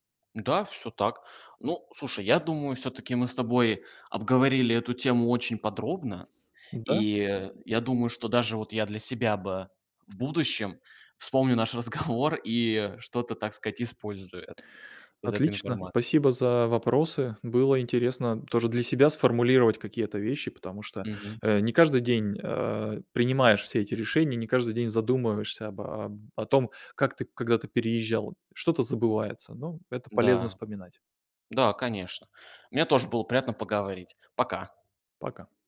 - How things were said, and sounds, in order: laughing while speaking: "разговор"; tapping
- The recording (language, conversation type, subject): Russian, podcast, Как минимизировать финансовые риски при переходе?